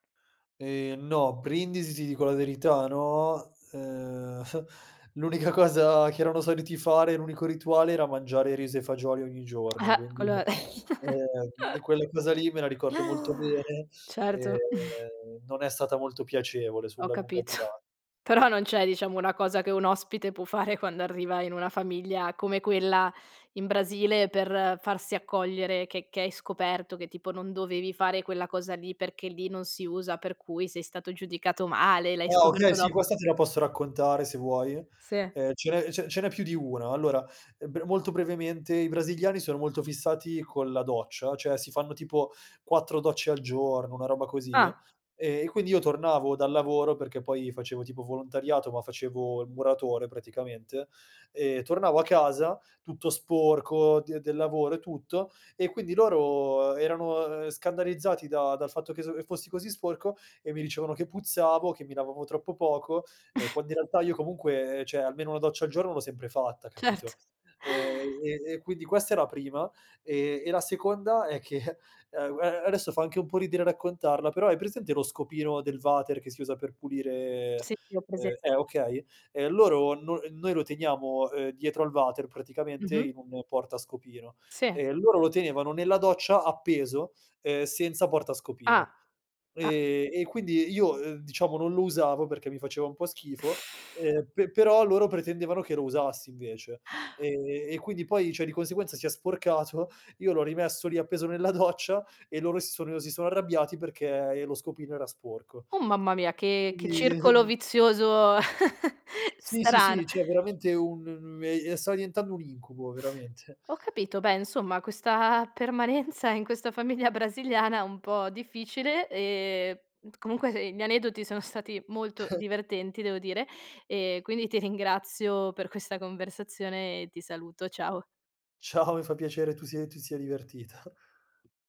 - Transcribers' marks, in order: chuckle; tsk; chuckle; snort; laughing while speaking: "capito"; other background noise; chuckle; laughing while speaking: "Certo"; chuckle; laughing while speaking: "che"; gasp; laughing while speaking: "quindi"; chuckle; "cioè" said as "ceh"; teeth sucking; chuckle; tapping
- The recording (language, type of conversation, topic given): Italian, podcast, Hai mai partecipato a una cena in una famiglia locale?